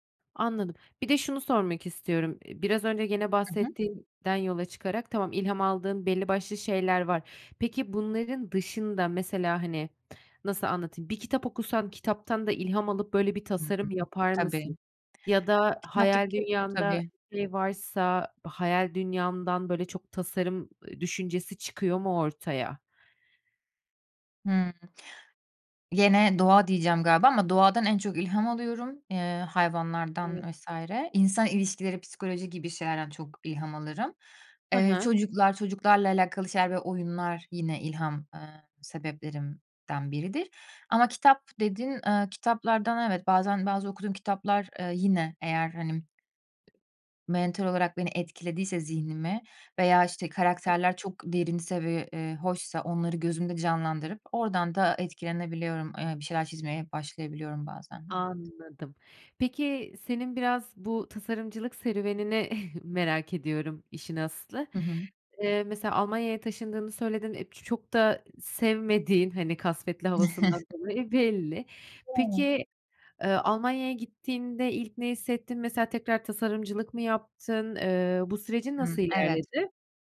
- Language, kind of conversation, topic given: Turkish, podcast, Tıkandığında ne yaparsın?
- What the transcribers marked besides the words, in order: unintelligible speech; chuckle; chuckle; unintelligible speech